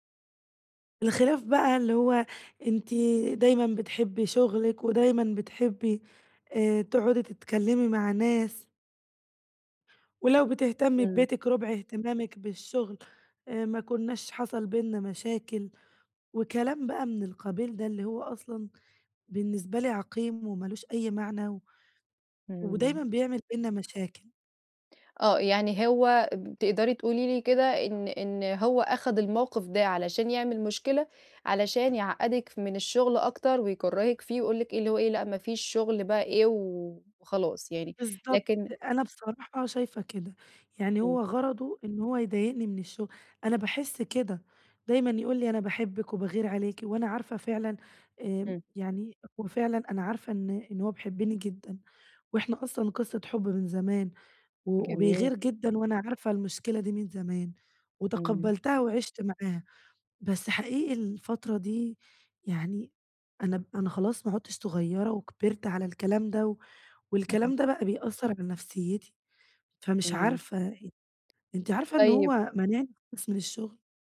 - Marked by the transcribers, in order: none
- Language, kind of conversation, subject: Arabic, advice, إزاي أرجّع توازني العاطفي بعد فترات توتر؟